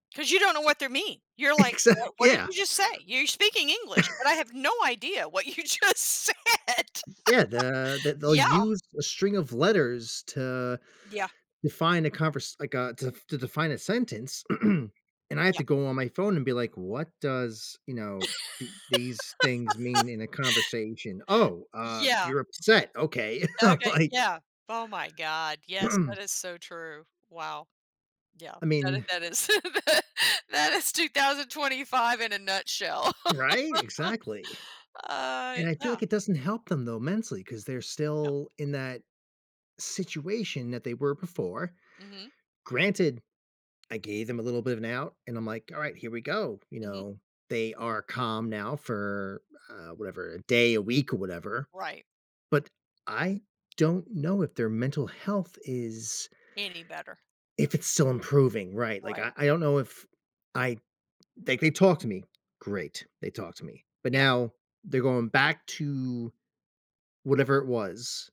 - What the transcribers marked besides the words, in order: laughing while speaking: "Exact"; chuckle; other background noise; laughing while speaking: "you just said"; laugh; throat clearing; laugh; laughing while speaking: "I'm like"; throat clearing; laugh; laughing while speaking: "tha that is"; laugh; tapping
- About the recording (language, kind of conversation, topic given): English, unstructured, Does talking about feelings help mental health?
- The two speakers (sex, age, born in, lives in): female, 55-59, United States, United States; male, 40-44, United States, United States